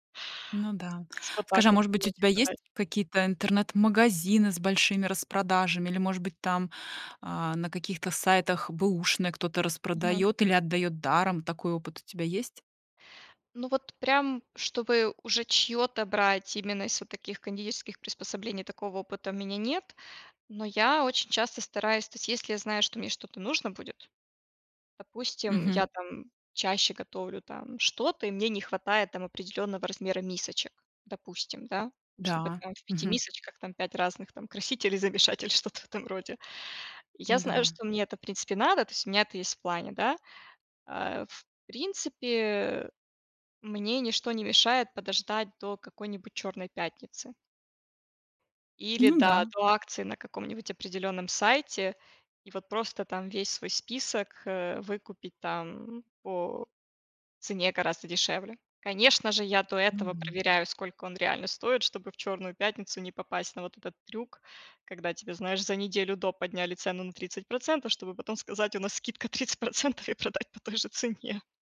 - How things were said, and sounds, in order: laughing while speaking: "там, пять разных, там, красителей, замешать"; laughing while speaking: "тридцать процентов и продать по той же цене"
- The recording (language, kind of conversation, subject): Russian, podcast, Как бюджетно снова начать заниматься забытым увлечением?